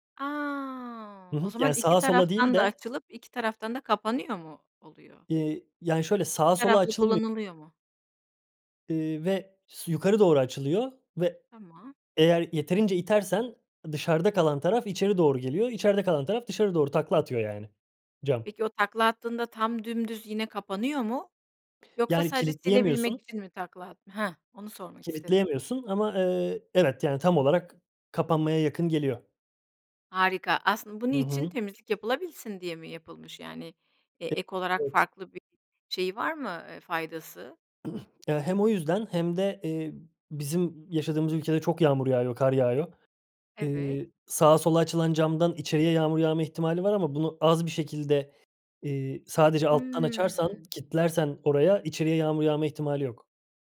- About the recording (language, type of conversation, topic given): Turkish, podcast, Ev işlerindeki iş bölümünü evinizde nasıl yapıyorsunuz?
- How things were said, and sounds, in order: drawn out: "A"; tapping; throat clearing